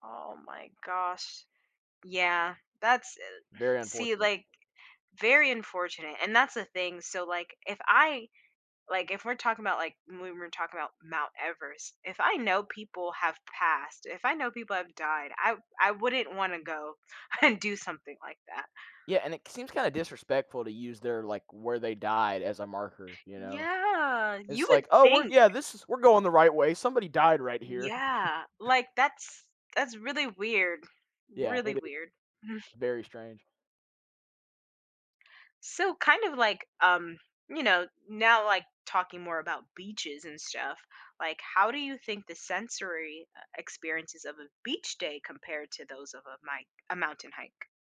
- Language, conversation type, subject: English, unstructured, How do you decide between relaxing by the water or exploring nature in the mountains?
- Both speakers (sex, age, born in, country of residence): female, 30-34, United States, United States; male, 20-24, United States, United States
- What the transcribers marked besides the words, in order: laughing while speaking: "and"; other background noise; drawn out: "Yeah"; chuckle